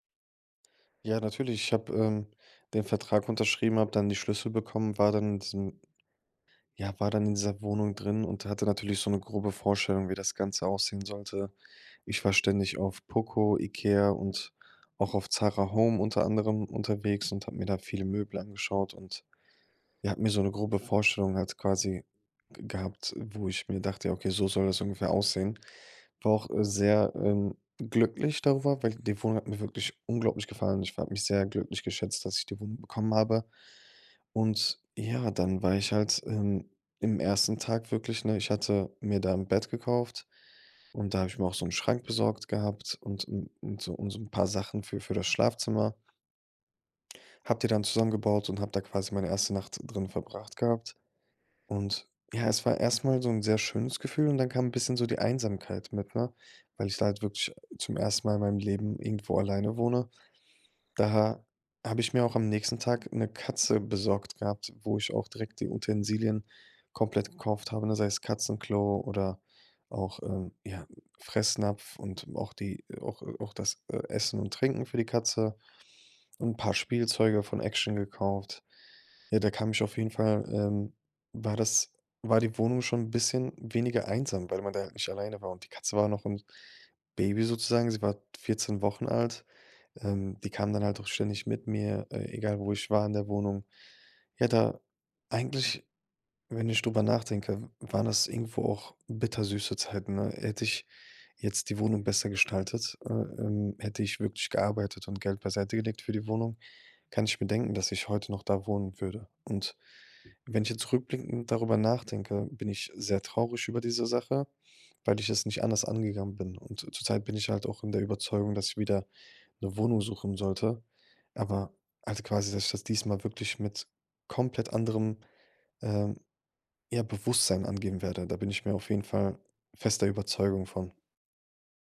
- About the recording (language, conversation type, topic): German, podcast, Wie war dein erster großer Umzug, als du zum ersten Mal allein umgezogen bist?
- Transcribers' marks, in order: other background noise